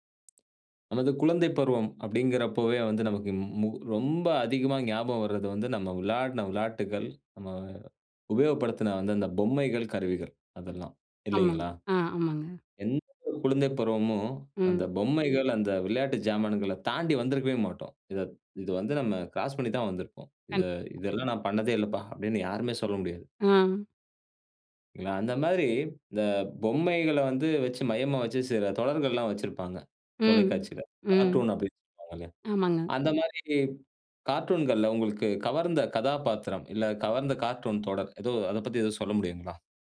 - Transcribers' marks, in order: other background noise
- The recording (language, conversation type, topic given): Tamil, podcast, கார்டூன்களில் உங்களுக்கு மிகவும் பிடித்த கதாபாத்திரம் யார்?